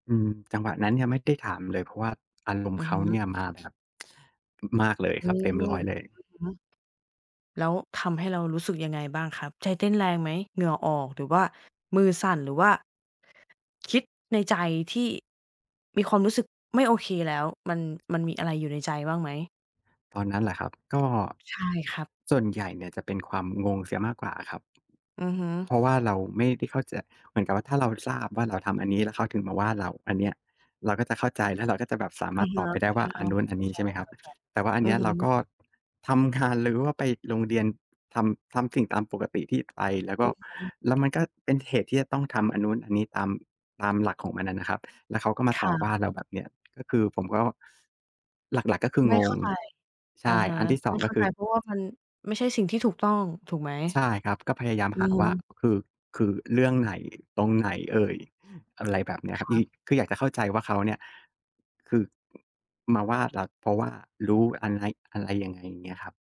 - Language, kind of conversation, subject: Thai, advice, คุณรู้สึกวิตกกังวลทางสังคมเมื่อเจอคนเยอะหรือไปงานสังคมอย่างไรบ้าง?
- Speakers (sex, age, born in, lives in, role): female, 35-39, Thailand, Thailand, advisor; male, 35-39, Thailand, Thailand, user
- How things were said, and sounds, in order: tapping; other background noise